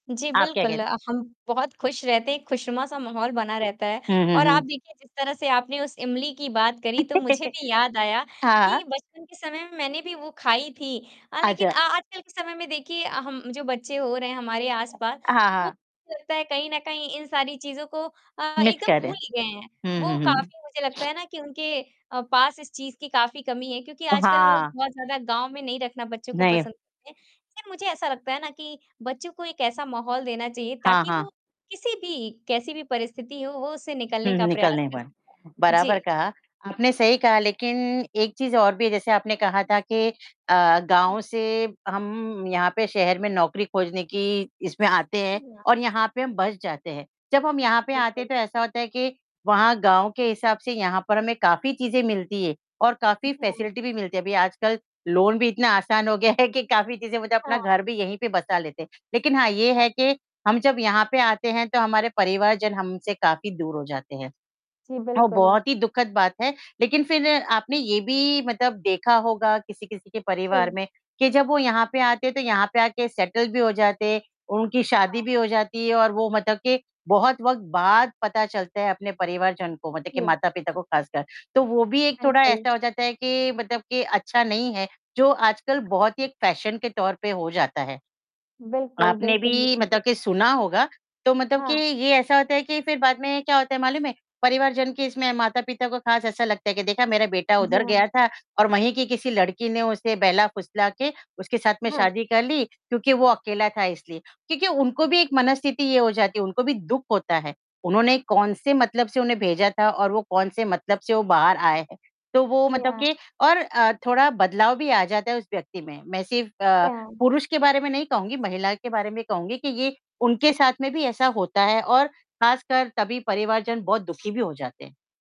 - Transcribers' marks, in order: static; distorted speech; laugh; tapping; in English: "मिस"; sniff; unintelligible speech; in English: "फ़ेसिलिटी"; in English: "लोन"; laughing while speaking: "है"; in English: "सेटल"; in English: "फ़ैशन"
- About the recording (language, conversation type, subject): Hindi, unstructured, आपके लिए परिवार के साथ समय बिताना क्यों महत्वपूर्ण है?